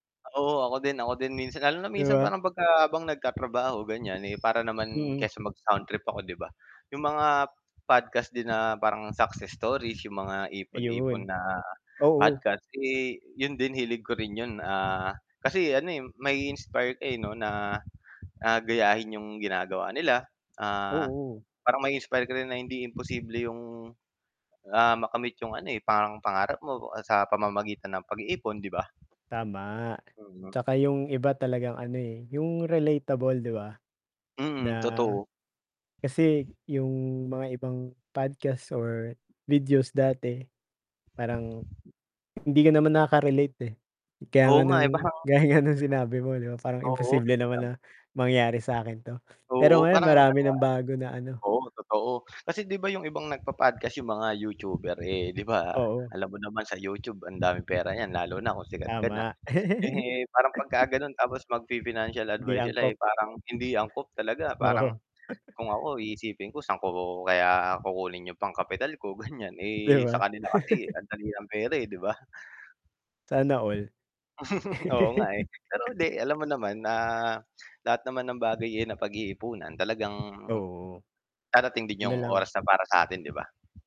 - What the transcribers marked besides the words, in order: wind; other background noise; tapping; laugh; laughing while speaking: "Oo"; chuckle; chuckle; chuckle; laugh
- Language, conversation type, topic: Filipino, unstructured, Ano ang simpleng paraan na ginagawa mo para makatipid buwan-buwan?
- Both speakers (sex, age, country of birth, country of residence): male, 25-29, Philippines, United States; male, 30-34, Philippines, Philippines